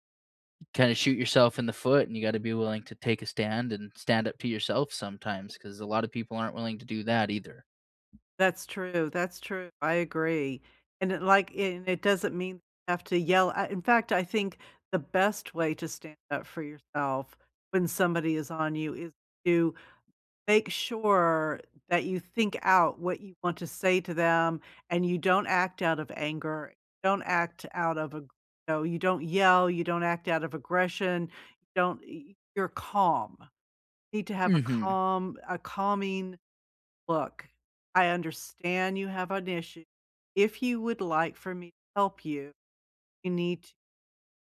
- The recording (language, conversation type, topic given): English, unstructured, What is the best way to stand up for yourself?
- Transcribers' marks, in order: other background noise